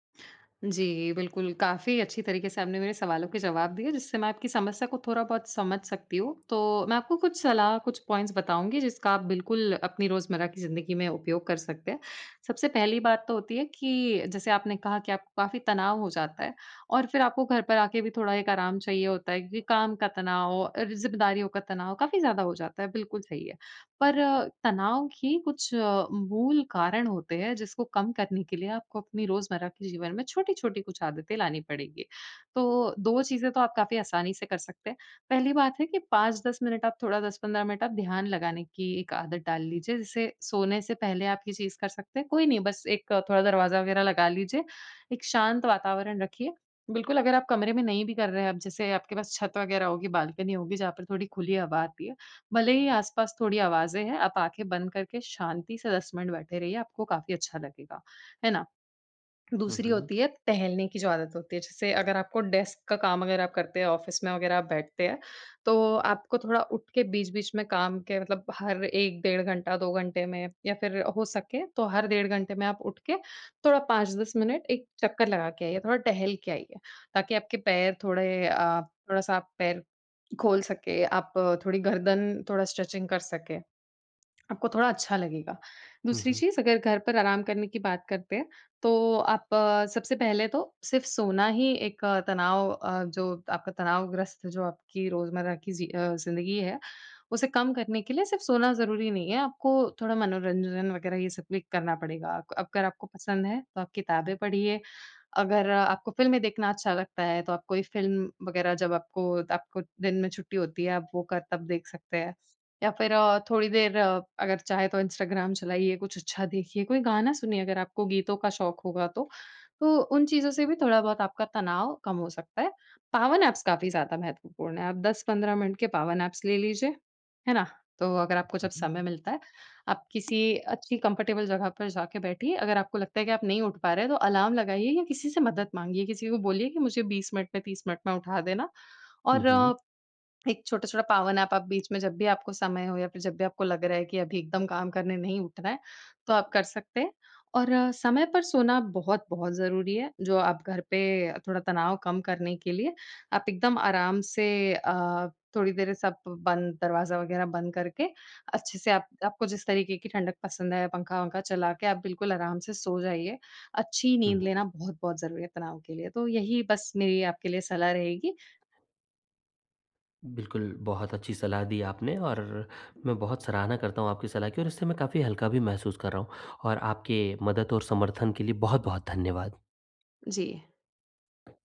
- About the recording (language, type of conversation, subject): Hindi, advice, मैं घर पर आराम करके अपना तनाव कैसे कम करूँ?
- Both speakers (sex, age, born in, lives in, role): female, 20-24, India, India, advisor; male, 45-49, India, India, user
- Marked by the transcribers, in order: in English: "पॉइंट्स"; in English: "डेस्क"; in English: "ऑफिस"; in English: "स्ट्रेचिंग"; in English: "पावर नैप्स"; in English: "पावर नैप्स"; in English: "कंफर्टेबल"; in English: "अलार्म"; in English: "पावर नैप"; other background noise